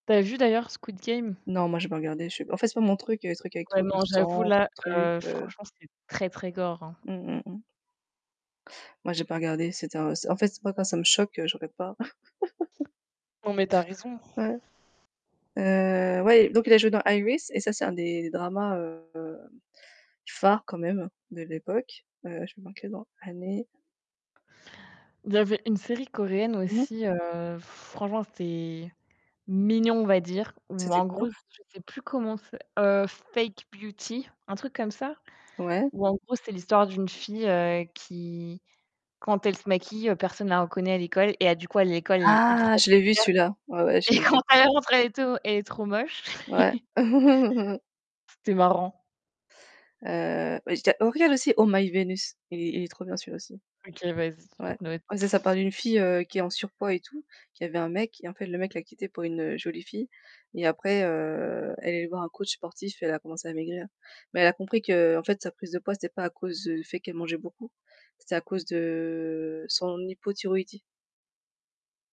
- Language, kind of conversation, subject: French, unstructured, Quelle série télé t’a vraiment marqué cette année ?
- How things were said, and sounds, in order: distorted speech; static; laugh; drawn out: "heu"; tapping; laughing while speaking: "Et quand elle rentre"; chuckle; unintelligible speech; drawn out: "de"